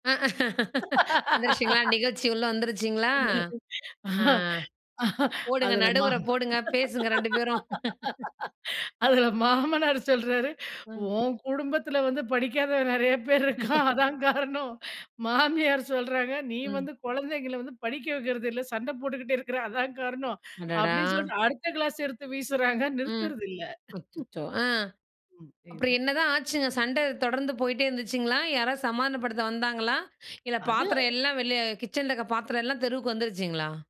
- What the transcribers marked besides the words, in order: laugh; laughing while speaking: "அ அ அதுல மா அதுல … எடுத்து வீசுராங்க நிறுத்துறதில்ல"; laugh; laugh; other noise
- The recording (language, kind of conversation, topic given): Tamil, podcast, தந்தையும் தாயும் ஒரே விஷயத்தில் வெவ்வேறு கருத்துகளில் இருந்தால் அதை எப்படி சமாளிப்பது?